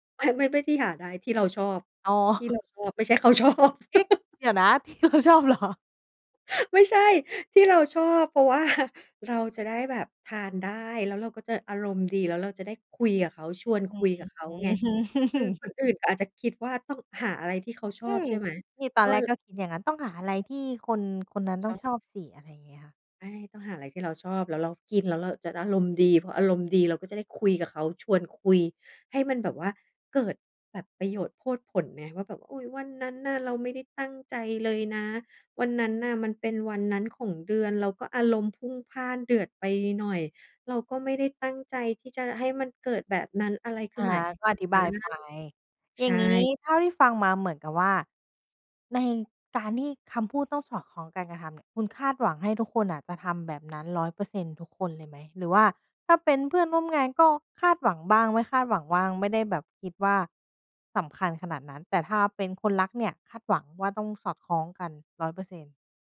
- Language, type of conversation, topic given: Thai, podcast, คำพูดที่สอดคล้องกับการกระทำสำคัญแค่ไหนสำหรับคุณ?
- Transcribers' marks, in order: chuckle; laughing while speaking: "เขาชอบ"; laugh; laughing while speaking: "ที่เราชอบเหรอ ?"; laughing while speaking: "ว่า"; laughing while speaking: "อื้อฮือ"; "ใช่" said as "ไอ่"; "นมา" said as "ไหม๊"